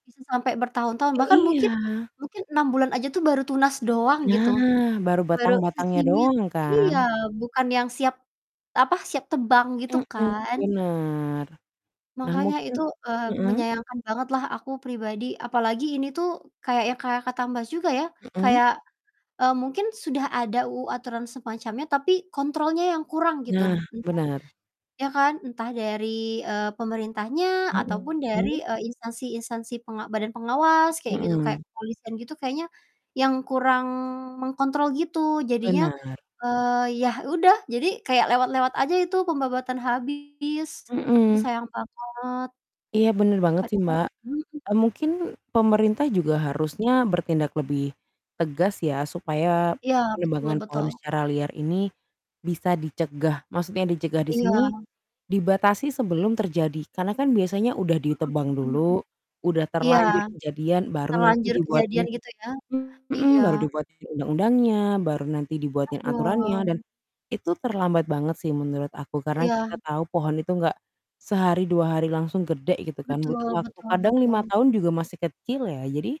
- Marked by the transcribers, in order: static; distorted speech; other background noise
- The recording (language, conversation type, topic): Indonesian, unstructured, Apa pendapatmu tentang penebangan liar?